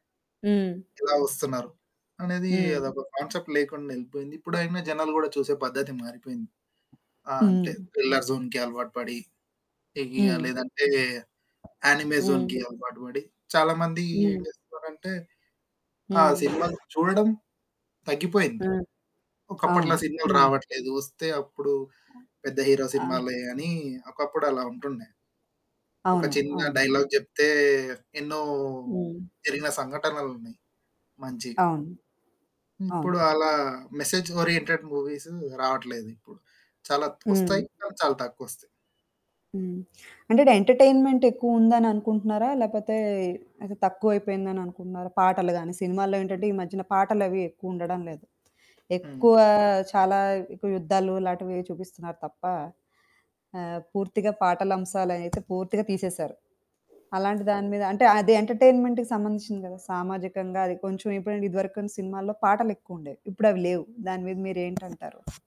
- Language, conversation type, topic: Telugu, podcast, సినిమాల్లో సామాజిక అంశాలను ఎలా చూపించాలి అని మీరు భావిస్తారు?
- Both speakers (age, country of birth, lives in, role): 25-29, India, India, guest; 35-39, India, India, host
- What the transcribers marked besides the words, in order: in English: "కాన్సెప్ట్"; other background noise; in English: "థ్రిల్లర్ జోన్‌కి"; in English: "హెవిగా"; in English: "యానిమే జోన్‌కి"; in English: "డైలాగ్"; in English: "మెసేజ్ ఓరియెంటెడ్ మూవీస్"; static; in English: "ఎంటర్‌టై‌న్‌మెంట్"; horn; in English: "ఎంటర్‌టై‌న్‌మెంట్‌కి"